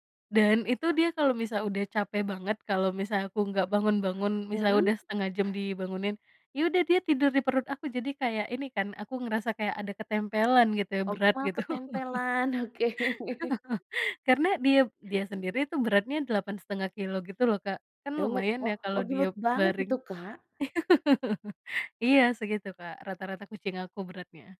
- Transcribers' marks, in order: other background noise; tapping; laughing while speaking: "oke"; chuckle; laughing while speaking: "gitu"; laugh; laugh
- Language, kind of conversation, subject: Indonesian, podcast, Bagaimana kebiasaan ngobrol kalian saat makan malam di rumah?